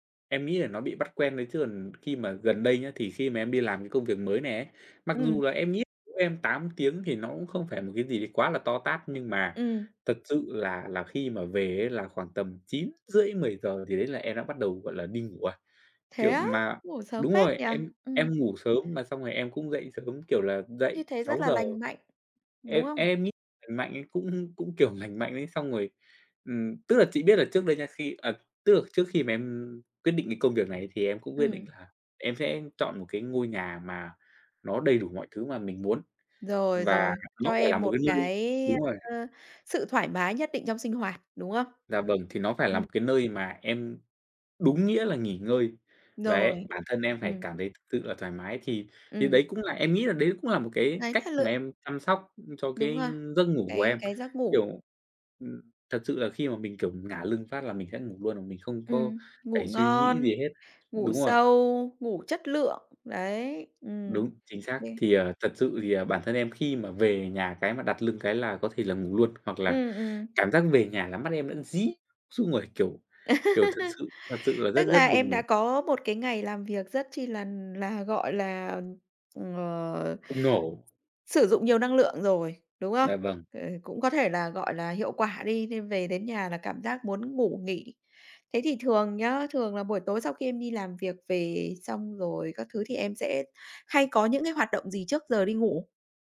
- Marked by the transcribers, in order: tapping; unintelligible speech; laughing while speaking: "cũng"; other background noise; laugh; unintelligible speech; unintelligible speech
- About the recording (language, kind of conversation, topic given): Vietnamese, podcast, Bạn chăm sóc giấc ngủ hằng ngày như thế nào, nói thật nhé?